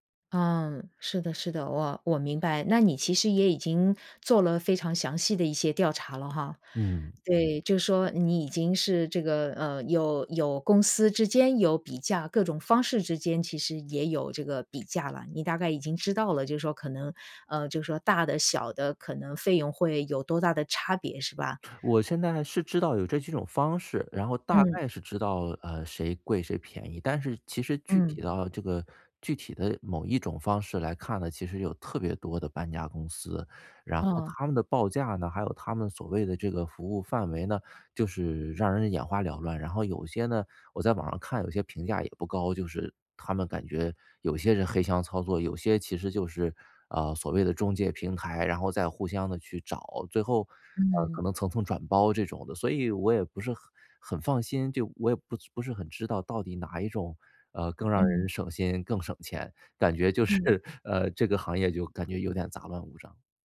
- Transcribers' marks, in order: laughing while speaking: "就是"
- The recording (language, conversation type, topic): Chinese, advice, 我如何制定搬家预算并尽量省钱？
- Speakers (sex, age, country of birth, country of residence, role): female, 55-59, China, United States, advisor; male, 40-44, China, United States, user